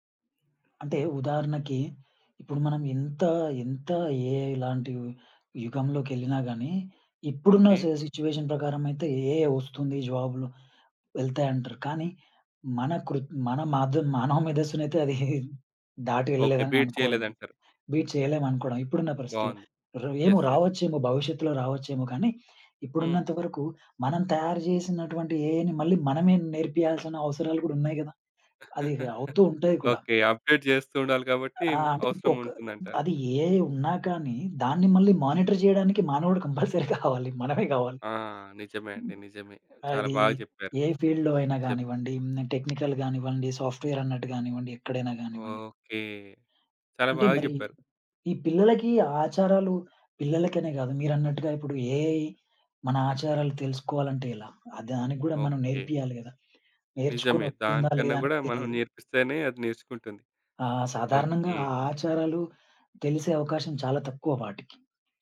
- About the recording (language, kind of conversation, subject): Telugu, podcast, నేటి యువతలో ఆచారాలు మారుతున్నాయా? మీ అనుభవం ఏంటి?
- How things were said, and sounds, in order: other background noise; in English: "ఏఐ"; in English: "సిచ్యు‌వేషన్"; in English: "ఏఐ"; in English: "జాబ్‌లు"; chuckle; in English: "బీట్"; in English: "బీట్"; in English: "యెస్. యెస్"; in English: "ఏఐని"; chuckle; in English: "అప్‌డేట్"; in English: "ఏఐ"; in English: "మానిటర్"; chuckle; in English: "కంపల్సరీ"; in English: "ఫీల్డ్‌లో"; in English: "టెక్నికల్"; in English: "ఏఐ"